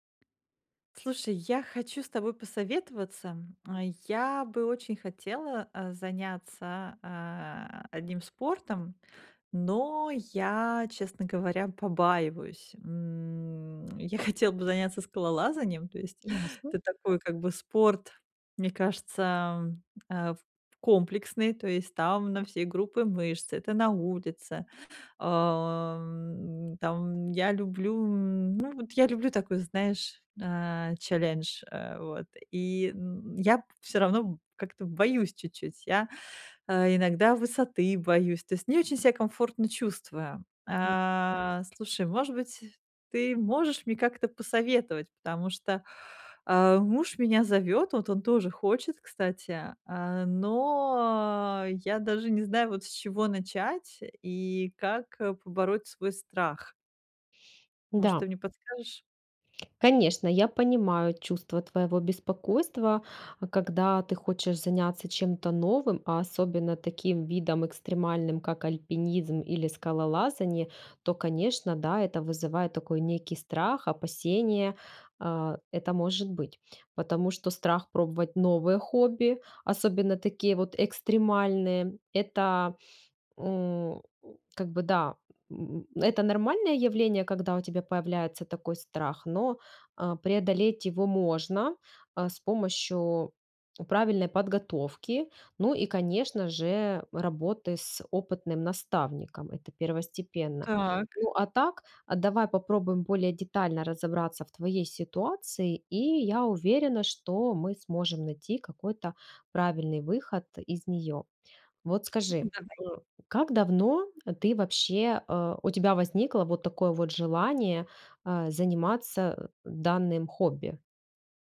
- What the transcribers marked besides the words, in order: tapping; chuckle; drawn out: "А"; drawn out: "но"
- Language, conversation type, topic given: Russian, advice, Как мне справиться со страхом пробовать новые хобби и занятия?